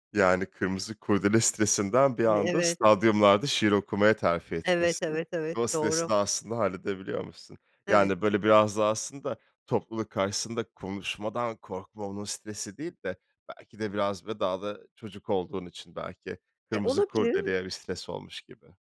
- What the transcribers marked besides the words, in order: other background noise; tapping
- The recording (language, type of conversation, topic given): Turkish, podcast, Stres vücudumuzda nasıl belirtilerle kendini gösterir?